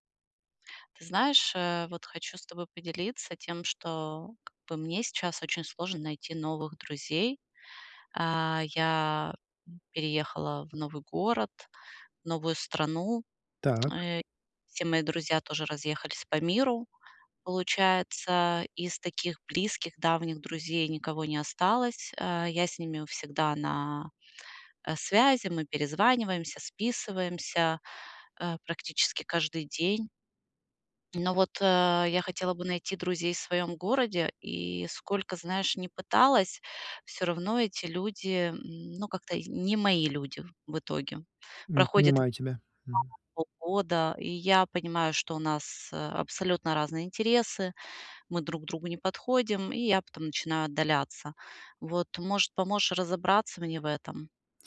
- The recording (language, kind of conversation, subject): Russian, advice, Как мне найти новых друзей во взрослом возрасте?
- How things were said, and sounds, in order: unintelligible speech